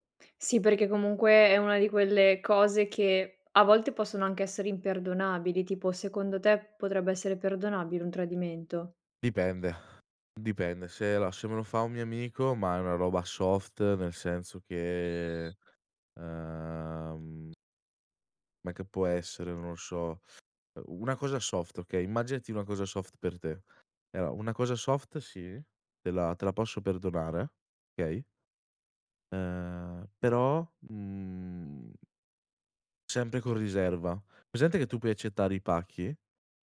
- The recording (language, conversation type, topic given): Italian, podcast, Qual è la canzone che più ti rappresenta?
- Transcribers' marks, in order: laughing while speaking: "Dipende"; in English: "soft"; other background noise; in English: "soft"; in English: "soft"; "Allora" said as "eora"; laughing while speaking: "soft"